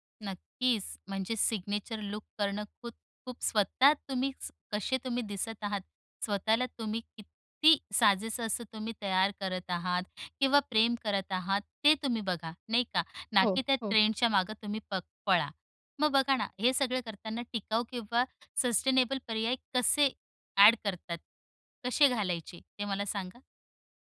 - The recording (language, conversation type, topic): Marathi, podcast, तुम्ही स्वतःची स्टाईल ठरवताना साधी-सरळ ठेवायची की रंगीबेरंगी, हे कसे ठरवता?
- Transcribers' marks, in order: in English: "सिग्नेचर लूक"; in English: "सस्टेनेबल"